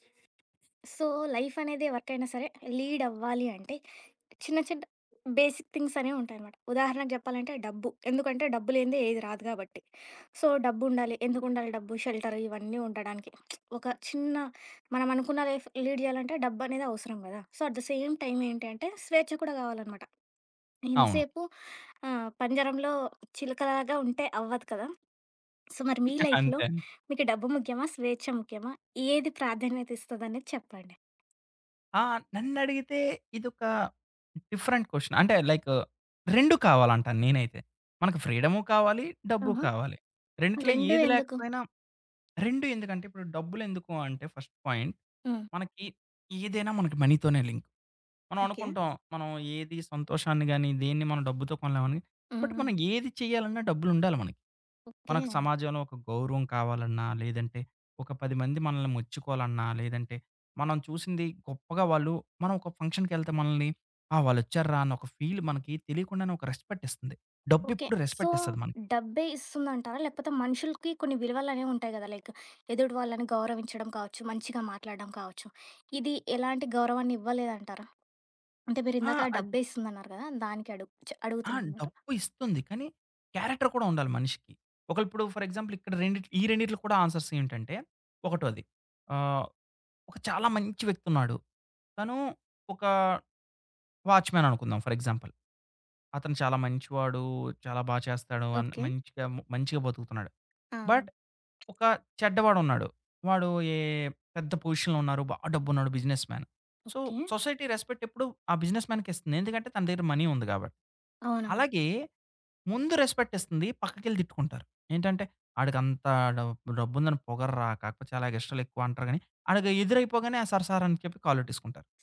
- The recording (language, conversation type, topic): Telugu, podcast, డబ్బు లేదా స్వేచ్ఛ—మీకు ఏది ప్రాధాన్యం?
- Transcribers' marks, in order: other background noise; in English: "సో, లైఫ్"; tapping; in English: "బేసిక్ థింగ్స్"; in English: "సో"; in English: "షెల్టర్"; lip smack; in English: "లైఫ్ లీడ్"; in English: "సో ఎట్ ద సేమ్ టైమ్"; in English: "సో"; in English: "లైఫ్‌లో"; chuckle; in English: "డిఫరెంట్ క్వశ్చన్"; in English: "ఫస్ట్ పాయింట్"; in English: "మనీతోనే లింక్"; in English: "బట్"; in English: "ఫంక్షన్‌కెళ్తే"; in English: "ఫీల్"; in English: "రెస్పెక్ట్"; in English: "సో"; in English: "లైక్"; in English: "క్యారెక్టర్"; in English: "ఫర్ ఎగ్జాపుల్"; in English: "ఆన్సర్స్"; in English: "వాచ్‌మెన్"; in English: "ఫర్ ఎగ్జాంపుల్"; in English: "బట్"; in English: "పొజిషన్‌లో"; in English: "బిజినెస్‌మేన్. సో సొసైటీ రెస్పెక్ట్"; in English: "బిజినెస్‌మ్యాన్‌కి"; in English: "సార్ సార్"